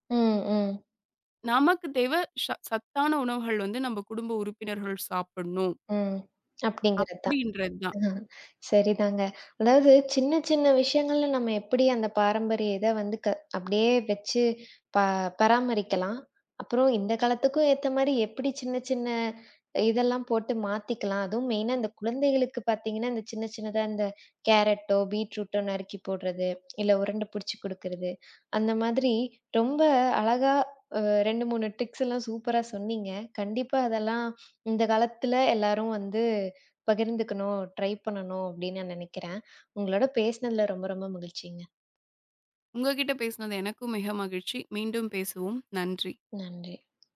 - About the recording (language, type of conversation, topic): Tamil, podcast, பாரம்பரிய சமையல் குறிப்புகளை வீட்டில் எப்படி மாற்றி அமைக்கிறீர்கள்?
- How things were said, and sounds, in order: in English: "மெயின்னா"; in English: "ட்ரிக்ஸ்"; in English: "ட்ரை"